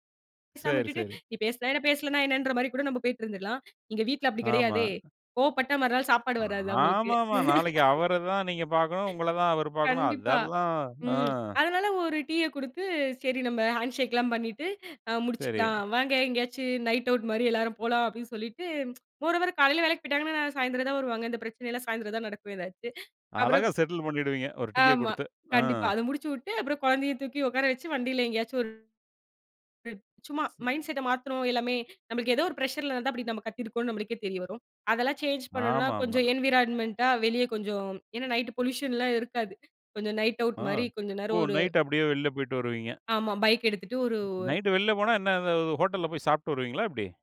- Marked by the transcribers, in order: drawn out: "ஆமாமா"; chuckle; in English: "ஹண்ஷெக்லாம்"; in English: "நைட் ஆவுட்"; in English: "மோரோவர்"; in English: "செட்டுல்"; other background noise; in English: "மைண்ட்செட்"; other noise; in English: "பிரஷ்சர்"; in English: "சேஞ்ச்"; in English: "என்வாயிராய்மன்ட்டா"; in English: "நைட் பொலீயுஷன்"; in English: "நைட் ஆவுட்"
- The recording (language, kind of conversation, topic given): Tamil, podcast, நீங்கள் ஒருவரைக் கஷ்டப்படுத்திவிட்டால் அவரிடம் மன்னிப்பு கேட்பதை எப்படி தொடங்குவீர்கள்?